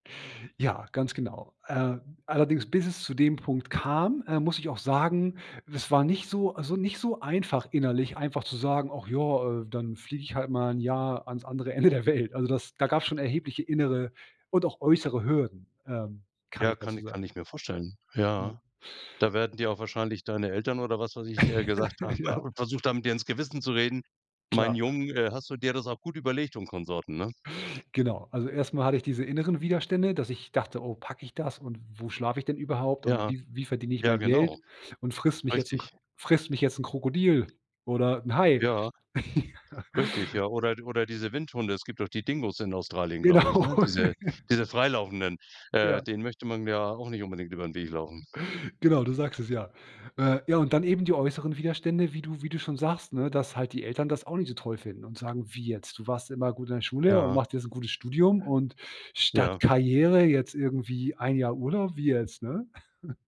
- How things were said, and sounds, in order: laughing while speaking: "Ende der Welt"; other background noise; chuckle; snort; tapping; chuckle; laughing while speaking: "Ja"; laughing while speaking: "Genau"; chuckle; chuckle
- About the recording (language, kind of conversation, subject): German, podcast, Wie war deine erste große Reise, die du allein unternommen hast?